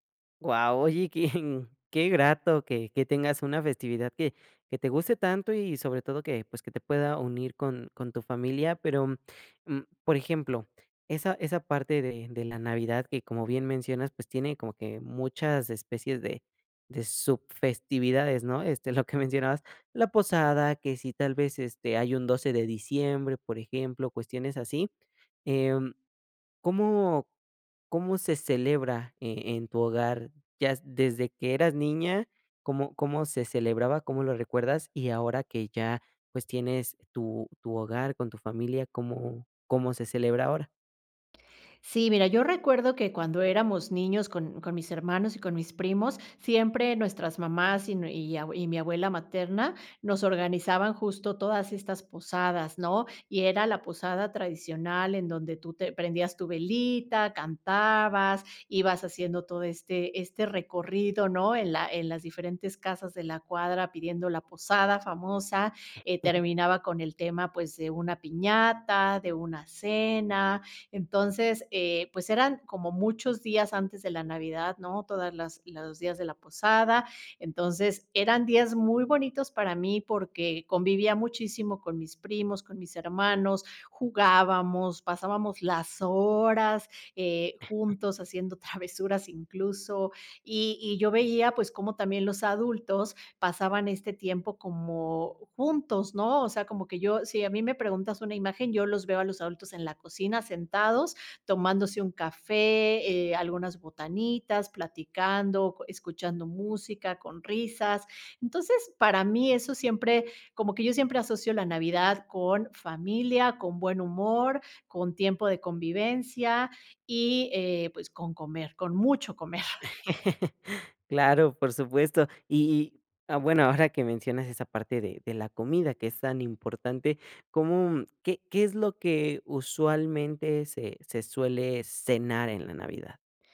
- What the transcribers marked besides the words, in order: chuckle; other background noise; laugh
- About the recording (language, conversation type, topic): Spanish, podcast, ¿Qué tradición familiar te hace sentir que realmente formas parte de tu familia?